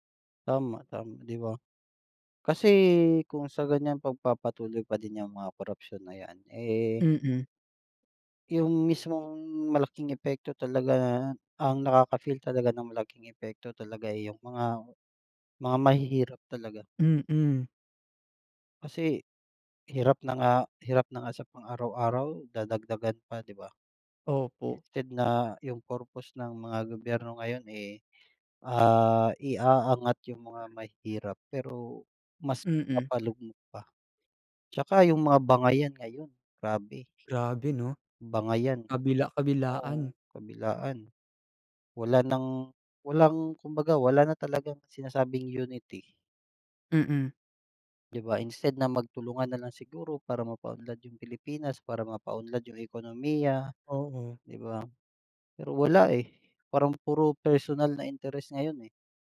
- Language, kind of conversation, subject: Filipino, unstructured, Paano mo nararamdaman ang mga nabubunyag na kaso ng katiwalian sa balita?
- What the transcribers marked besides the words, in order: in English: "Instead"; in English: "instead"